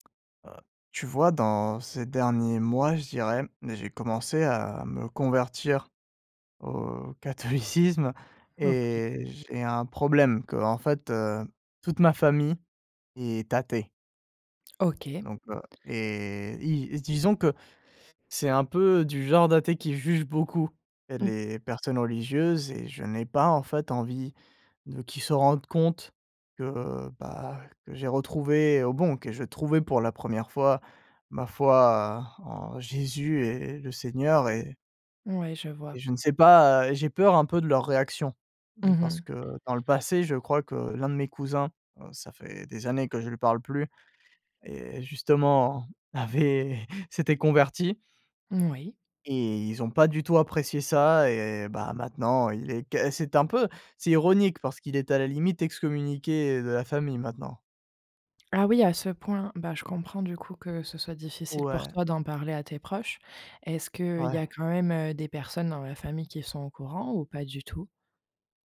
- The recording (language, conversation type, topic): French, advice, Pourquoi caches-tu ton identité pour plaire à ta famille ?
- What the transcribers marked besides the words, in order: laughing while speaking: "catholicisme"; other background noise